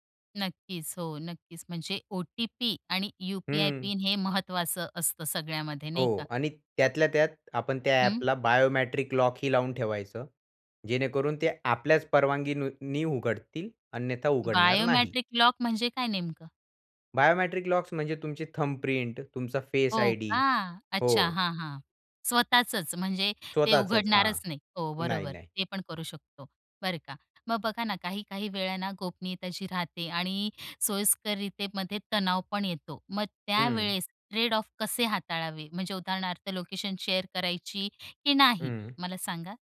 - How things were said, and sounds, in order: unintelligible speech; in English: "बायोमॅट्रिक"; in English: "बायोमट्रिक"; in English: "बायोमट्रिक"; other background noise; in English: "शेअर"
- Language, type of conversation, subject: Marathi, podcast, गोपनीयता सेटिंग्ज योग्य रीतीने कशा वापराव्यात?